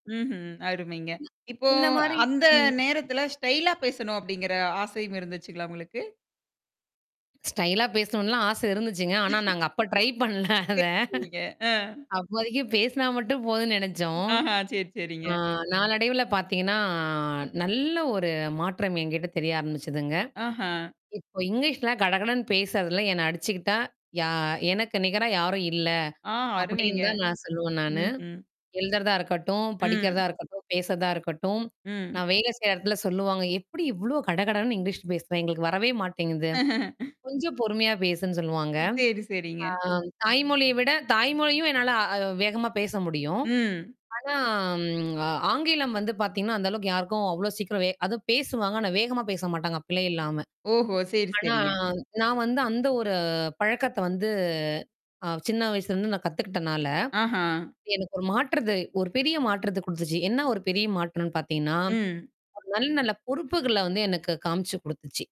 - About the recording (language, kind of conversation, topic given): Tamil, podcast, சின்ன பழக்கம் பெரிய மாற்றத்தை உருவாக்குமா
- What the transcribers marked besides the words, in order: unintelligible speech; tapping; in English: "ஸ்டைலா"; in English: "ஸ்டைலா"; laugh; distorted speech; in English: "ட்ரை"; laughing while speaking: "பண்ணல அத"; other noise; other background noise; drawn out: "பார்த்தீங்கன்னா"; laugh; drawn out: "ஆனா"; static